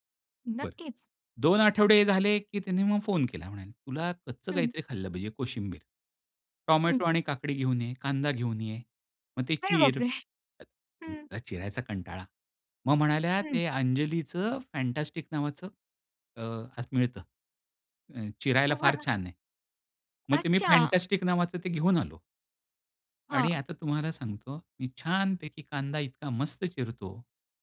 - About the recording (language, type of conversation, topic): Marathi, podcast, आपण मार्गदर्शकाशी नातं कसं निर्माण करता आणि त्याचा आपल्याला कसा फायदा होतो?
- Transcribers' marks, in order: chuckle; other noise; chuckle; other background noise